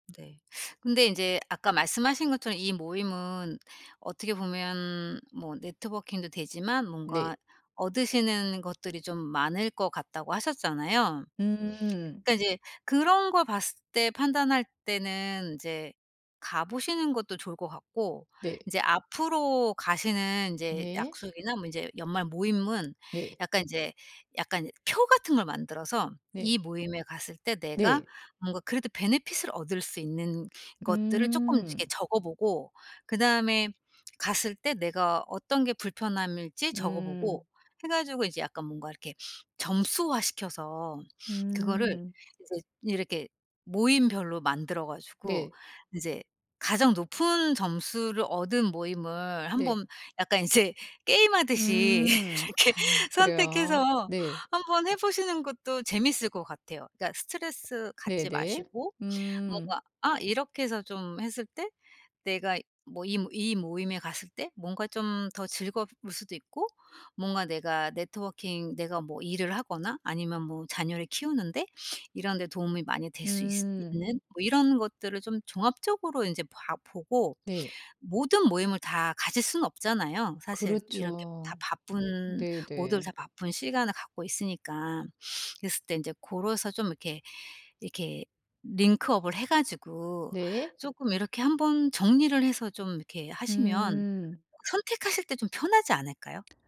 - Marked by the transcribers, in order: tapping; other background noise; in English: "베네핏을"; laughing while speaking: "이제 게임하듯이 이렇게"; sniff; sniff; in English: "링크 업을"
- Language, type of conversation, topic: Korean, advice, 약속이나 회식에 늘 응해야 한다는 피로감과 죄책감이 드는 이유는 무엇인가요?